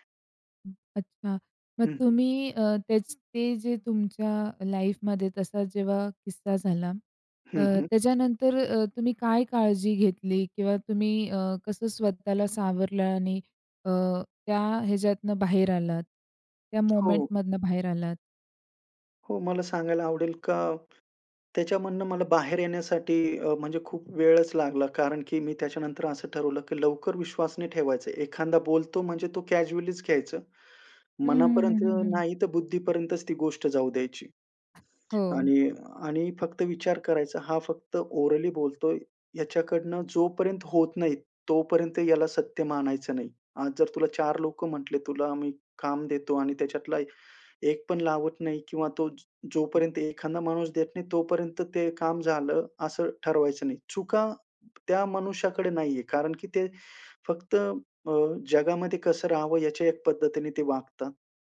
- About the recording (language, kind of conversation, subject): Marathi, podcast, स्वतःला पुन्हा शोधताना आपण कोणत्या चुका केल्या आणि त्यातून काय शिकलो?
- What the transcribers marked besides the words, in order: in English: "लाइफमध्ये"; in English: "मोमेंटमधनं"; other background noise; in English: "कॅज्युअलीच"; in English: "ओरली"; tapping